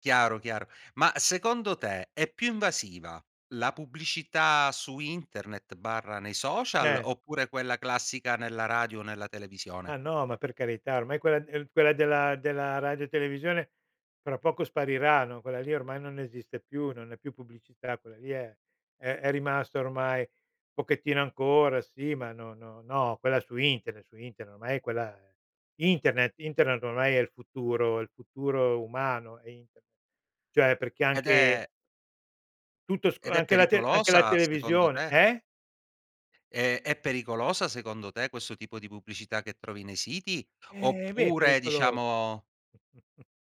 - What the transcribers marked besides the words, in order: other background noise; "cioè" said as "ceh"; chuckle
- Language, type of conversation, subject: Italian, podcast, Come ti influenza l’algoritmo quando scopri nuovi contenuti?
- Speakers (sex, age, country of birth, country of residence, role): male, 40-44, Italy, Italy, host; male, 70-74, Italy, Italy, guest